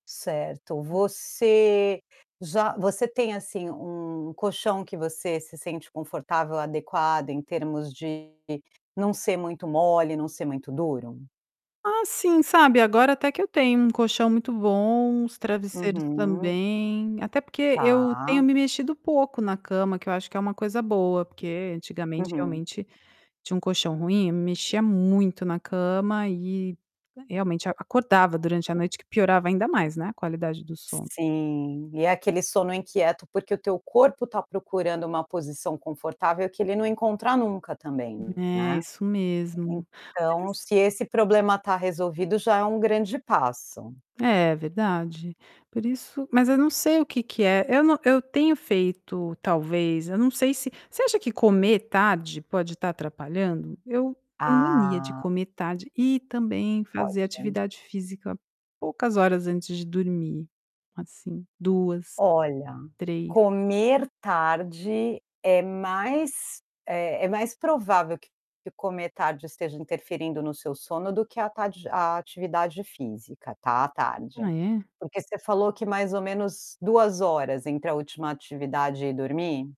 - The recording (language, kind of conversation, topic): Portuguese, advice, Por que sinto exaustão constante mesmo dormindo o suficiente?
- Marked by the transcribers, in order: other background noise; distorted speech; tapping